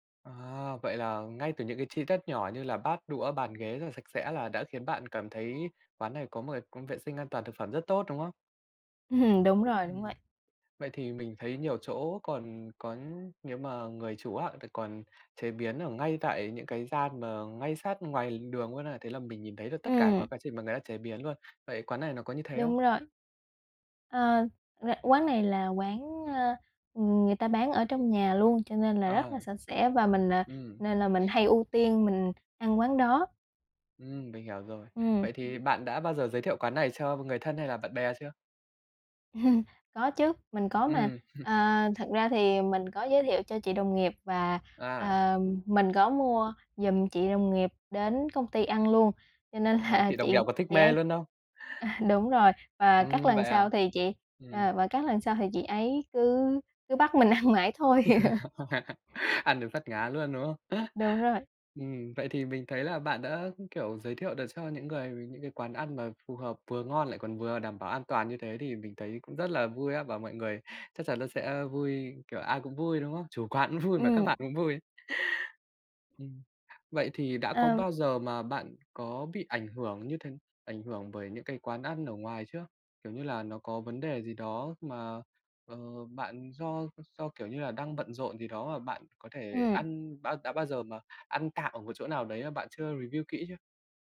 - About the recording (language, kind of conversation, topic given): Vietnamese, podcast, Làm sao để cân bằng chế độ ăn uống khi bạn bận rộn?
- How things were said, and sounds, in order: laughing while speaking: "Ừm"; other background noise; laugh; laughing while speaking: "hừm"; laughing while speaking: "là"; chuckle; laughing while speaking: "mình ăn mãi thôi"; laugh; laughing while speaking: "Ăn đến phát ngán luôn, đúng không?"; laugh; tapping; laugh; laughing while speaking: "vui"; in English: "review"